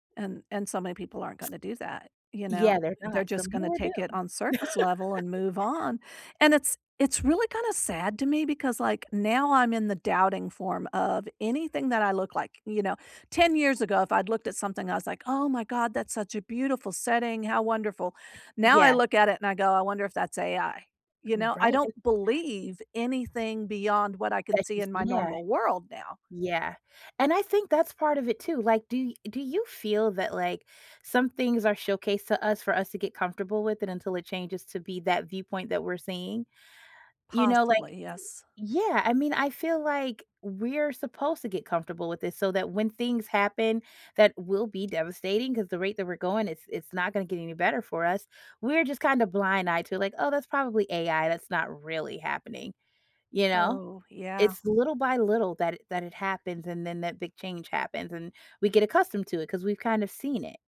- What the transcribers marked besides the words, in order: laugh
- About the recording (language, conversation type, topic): English, unstructured, How does politics affect everyday life?
- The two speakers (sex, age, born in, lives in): female, 40-44, United States, United States; female, 55-59, United States, United States